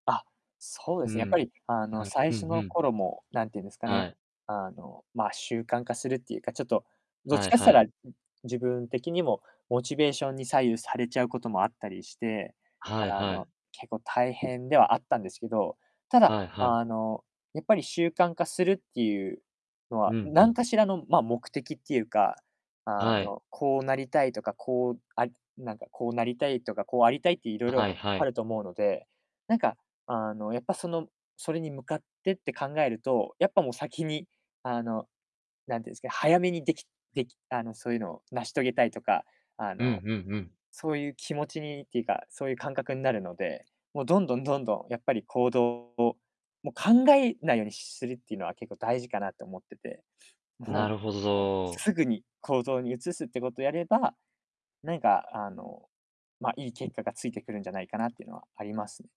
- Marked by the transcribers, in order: distorted speech
- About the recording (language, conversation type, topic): Japanese, podcast, 学びを習慣化するための具体的な方法は何ですか？